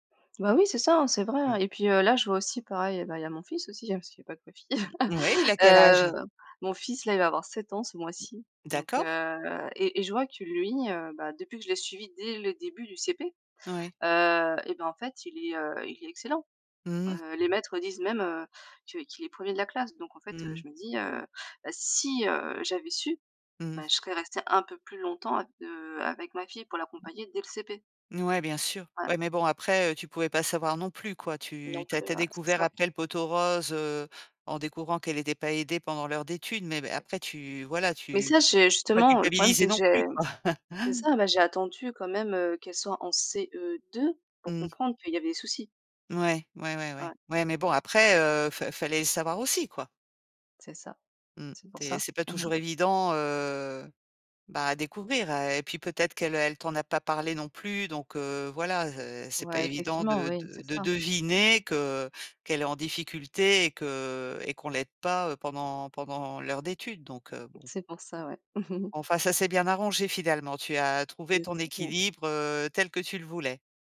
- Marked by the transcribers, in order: chuckle; other noise; laughing while speaking: "quoi"; other background noise; chuckle; unintelligible speech
- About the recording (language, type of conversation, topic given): French, podcast, Comment choisis-tu d’équilibrer ta vie de famille et ta carrière ?